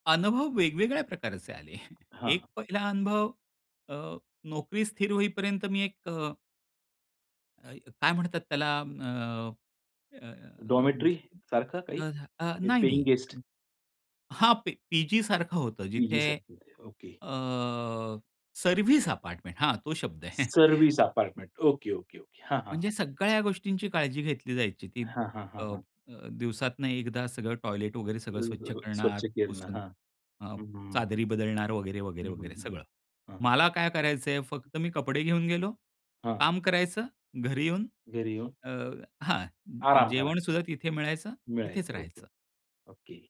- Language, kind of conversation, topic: Marathi, podcast, नवीन शहरात किंवा ठिकाणी गेल्यावर तुम्हाला कोणते बदल अनुभवायला आले?
- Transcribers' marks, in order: tapping; chuckle; in English: "डॉर्मिटरीसारखं"; chuckle; other background noise